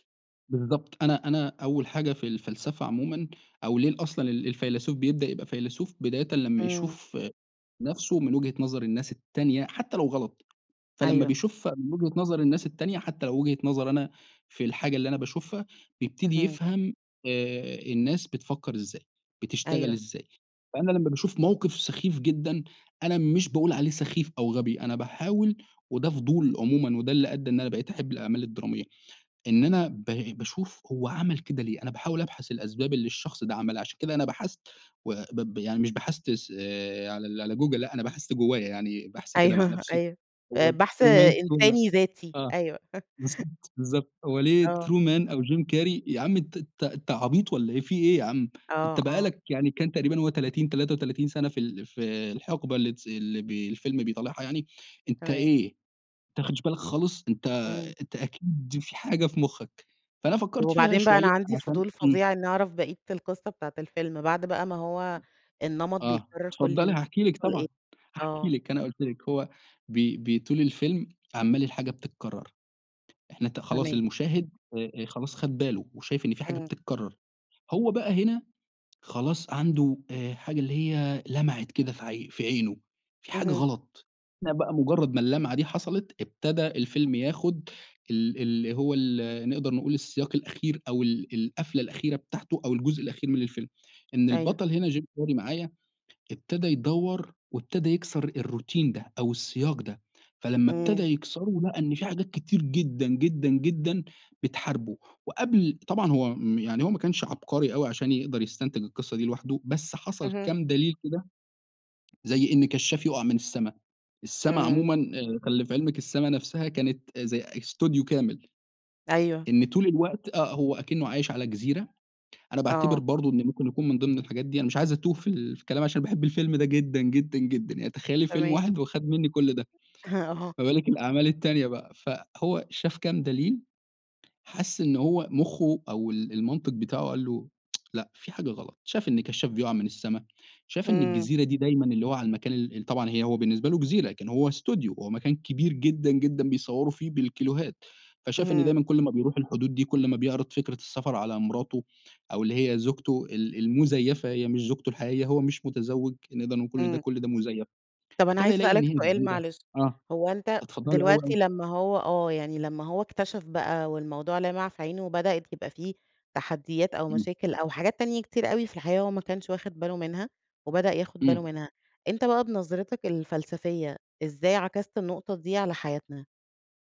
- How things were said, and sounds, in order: laughing while speaking: "أيوه"; in English: "True man"; unintelligible speech; in English: "True man"; chuckle; tapping; unintelligible speech; in English: "الروتين"; tsk
- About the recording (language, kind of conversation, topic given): Arabic, podcast, ما آخر فيلم أثّر فيك وليه؟